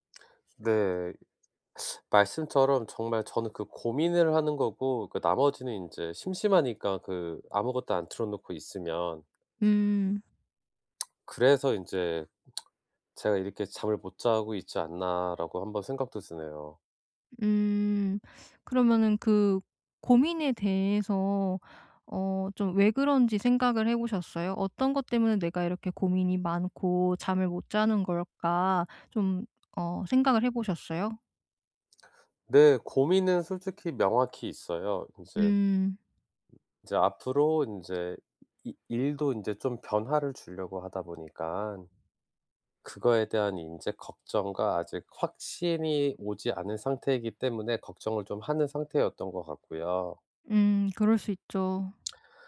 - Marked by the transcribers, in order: teeth sucking; tsk; other background noise; tapping
- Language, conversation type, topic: Korean, advice, 하루 일과에 맞춰 규칙적인 수면 습관을 어떻게 시작하면 좋을까요?